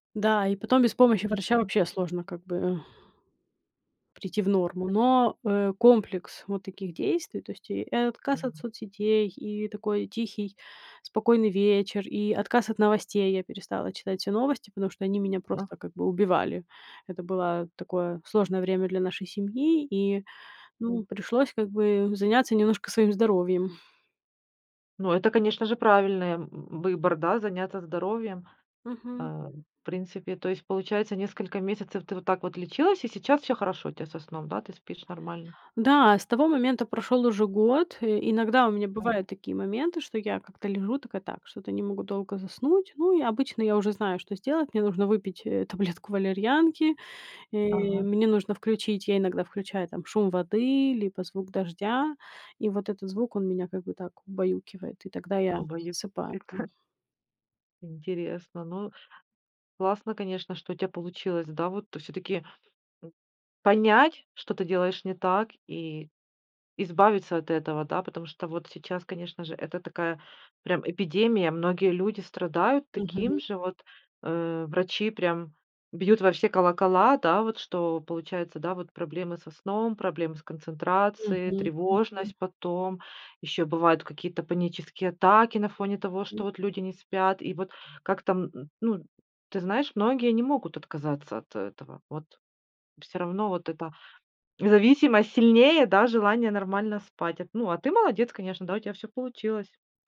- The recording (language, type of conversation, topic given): Russian, podcast, Что вы думаете о влиянии экранов на сон?
- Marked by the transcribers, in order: other noise; other background noise; tapping; unintelligible speech; laughing while speaking: "таблетку"; unintelligible speech